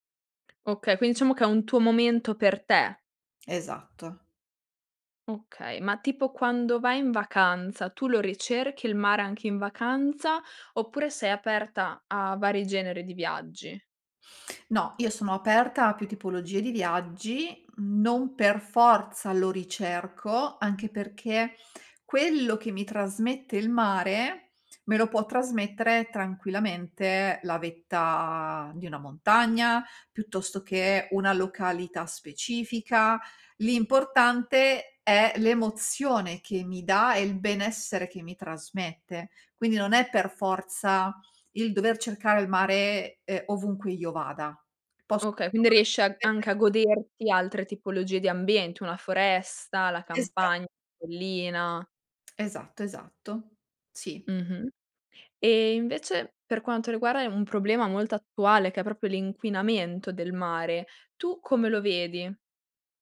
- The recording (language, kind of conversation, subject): Italian, podcast, Come descriveresti il tuo rapporto con il mare?
- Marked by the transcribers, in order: tapping; unintelligible speech; "riguarda" said as "riguara"; "proprio" said as "propio"